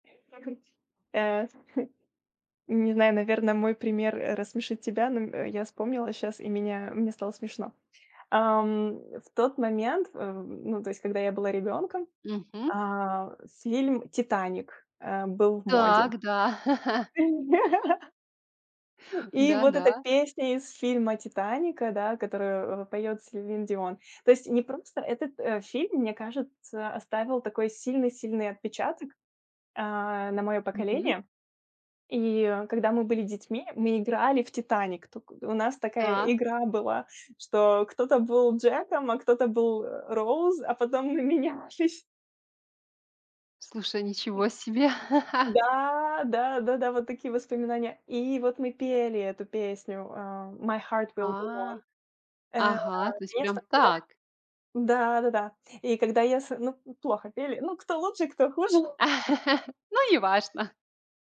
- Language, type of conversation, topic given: Russian, podcast, Как школьные друзья повлияли на твой музыкальный вкус?
- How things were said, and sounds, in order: background speech; chuckle; chuckle; laugh; laughing while speaking: "менялись"; drawn out: "Да"; chuckle; drawn out: "A"; chuckle; laugh